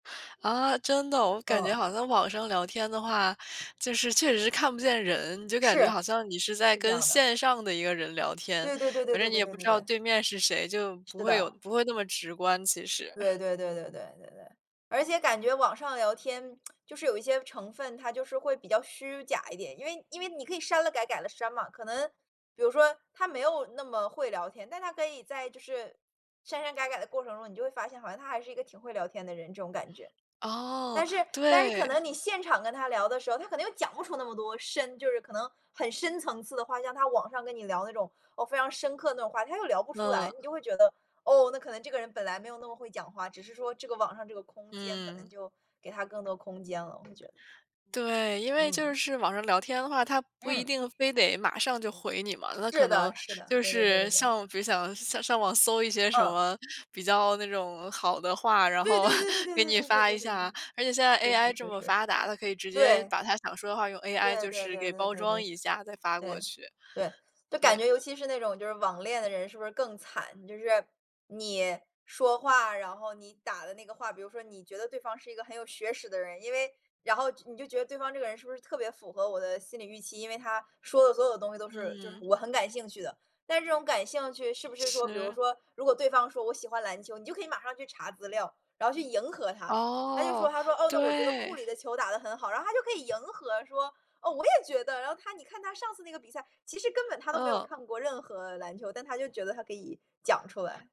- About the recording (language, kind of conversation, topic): Chinese, unstructured, 你觉得网上聊天和面对面聊天有什么不同？
- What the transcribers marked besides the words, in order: other background noise; chuckle; tsk; tapping; chuckle